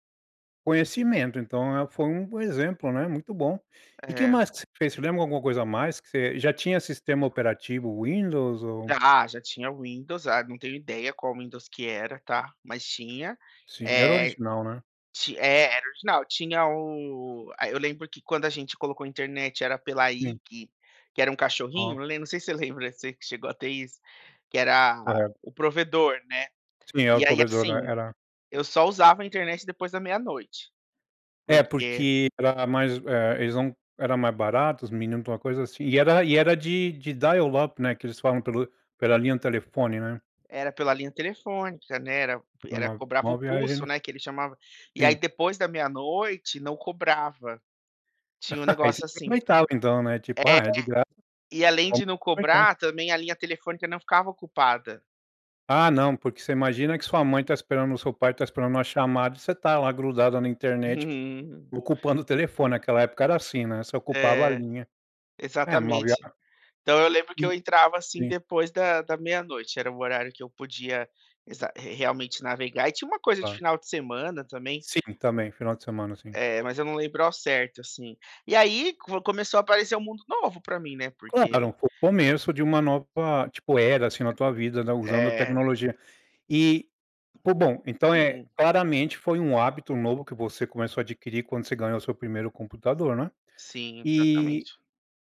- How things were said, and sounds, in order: in English: "dial up"; laugh
- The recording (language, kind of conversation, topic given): Portuguese, podcast, Como a tecnologia mudou sua rotina diária?